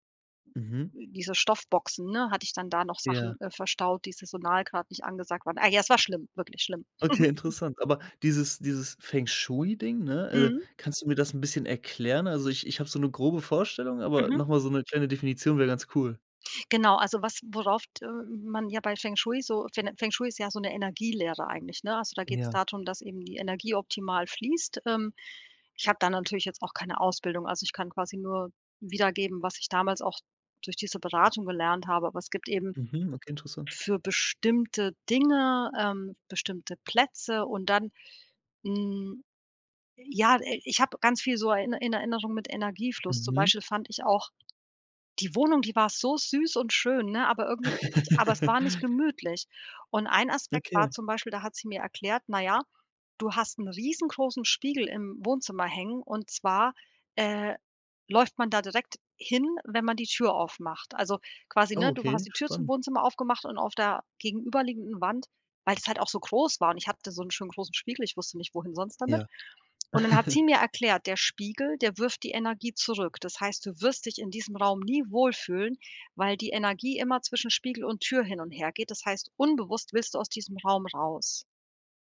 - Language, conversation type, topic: German, podcast, Was machst du, um dein Zuhause gemütlicher zu machen?
- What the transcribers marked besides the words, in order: chuckle; chuckle; chuckle